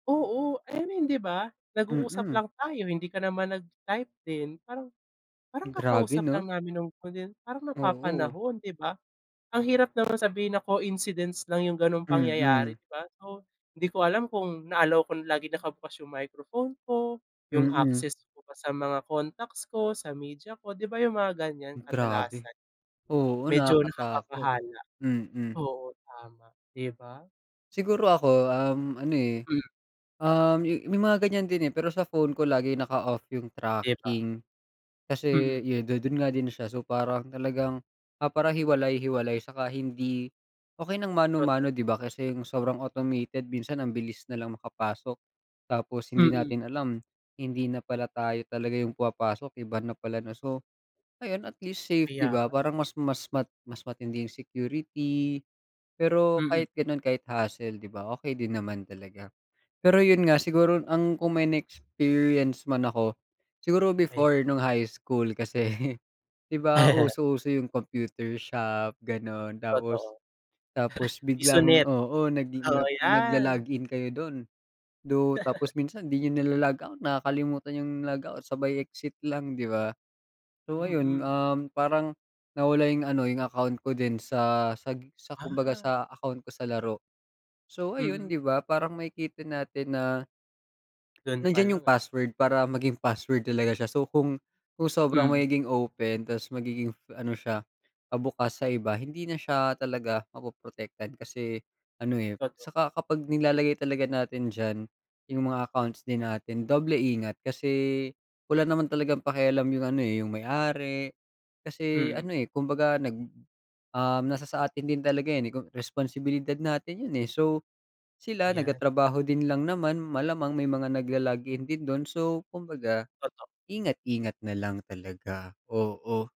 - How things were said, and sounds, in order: chuckle; chuckle; laugh
- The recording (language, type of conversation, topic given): Filipino, unstructured, Paano mo pinangangalagaan ang iyong pribasiya sa internet?